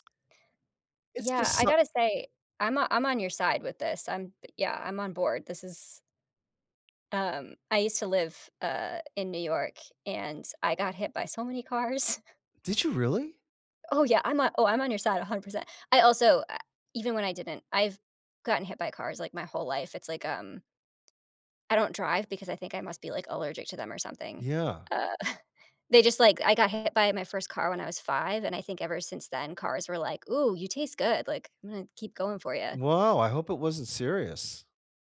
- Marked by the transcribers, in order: laughing while speaking: "cars"; chuckle
- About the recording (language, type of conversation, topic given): English, unstructured, What changes would improve your local community the most?